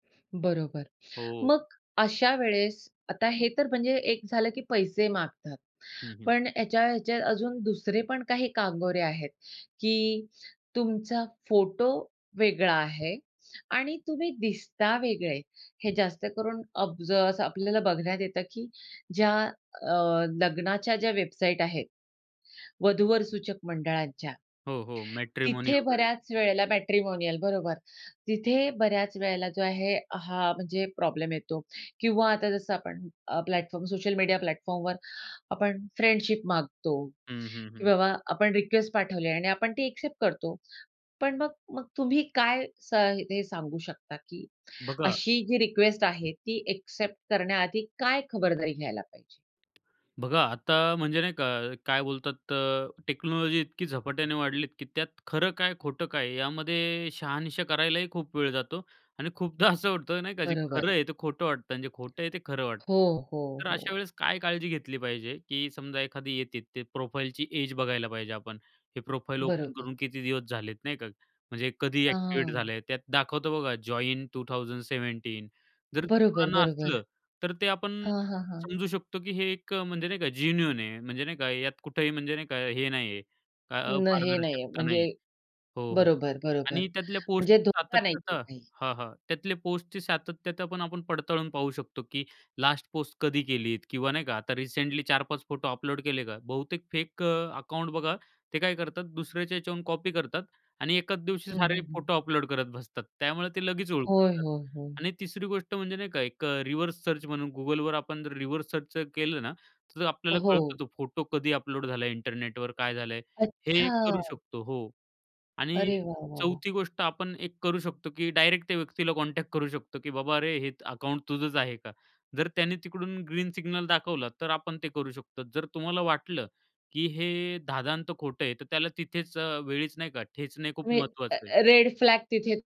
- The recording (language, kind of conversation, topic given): Marathi, podcast, ऑनलाइन कोणावर विश्वास ठेवायचा हे ठरवताना तुम्ही काय पाहता?
- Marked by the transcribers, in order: in English: "मॅट्रिमोनियल"; in English: "मॅट्रिमोनी"; in English: "प्लॅटफॉर्म"; in English: "प्लॅटफॉर्मवर"; in English: "फ्रेंडशिप"; in English: "ॲक्सेप्ट"; in English: "ॲक्सेप्ट"; tapping; in English: "टेक्नॉलॉजी"; chuckle; in English: "प्रोफाईलची एज"; in English: "प्रोफाईल ओपन"; drawn out: "अ"; in English: "ॲक्टिव्हेट"; other background noise; in English: "जॉईन टु थाउजंड सेव्हेंटीन"; in English: "जेन्युइन"; in English: "रिसेंटली"; in English: "कॉपी"; in English: "रिव्हर्स सर्च"; in English: "रिव्हर्स सर्च"; drawn out: "अच्छा!"; in English: "कॉन्टॅक्ट"